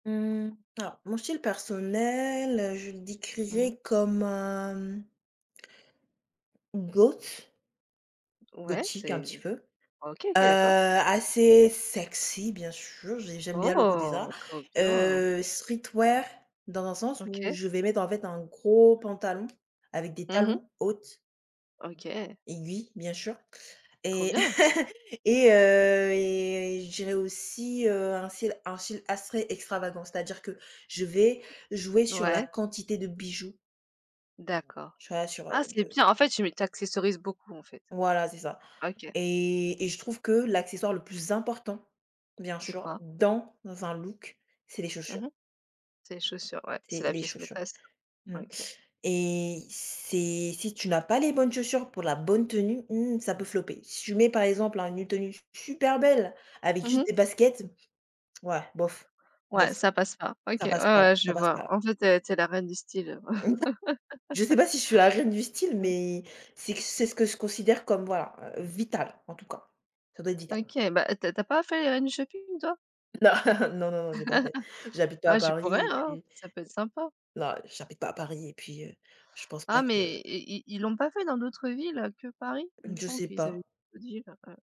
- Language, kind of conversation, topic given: French, unstructured, Comment décrirais-tu ton style personnel ?
- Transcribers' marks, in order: other background noise; drawn out: "personnel"; in English: "streetwear"; tapping; chuckle; drawn out: "heu, et"; "style" said as "syle"; "style" said as "syle"; "assez" said as "assrez"; chuckle; laugh; laughing while speaking: "Non"; chuckle